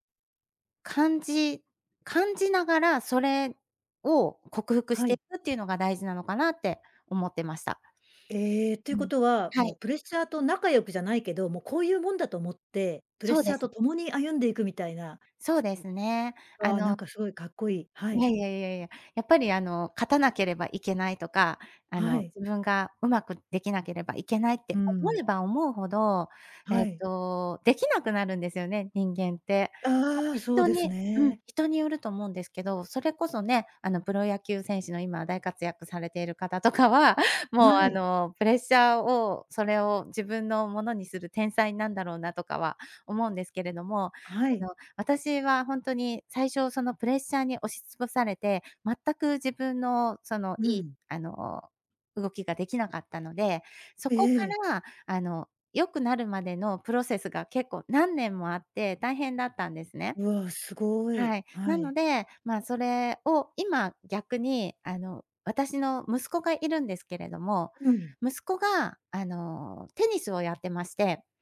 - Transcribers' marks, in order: laughing while speaking: "とかは"
- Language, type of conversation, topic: Japanese, podcast, プレッシャーが強い時の対処法は何ですか？